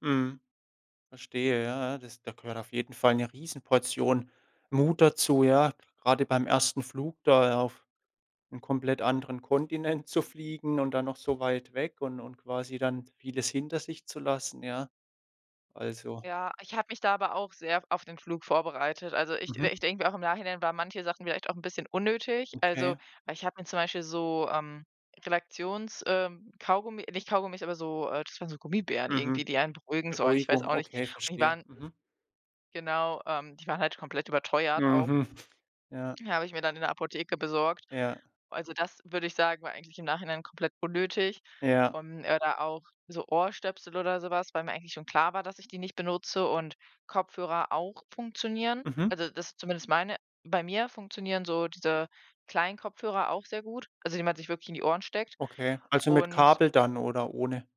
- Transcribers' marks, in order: other background noise; "oder" said as "öder"; tapping
- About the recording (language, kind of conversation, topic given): German, podcast, Welche Begegnung auf Reisen ist dir besonders im Gedächtnis geblieben?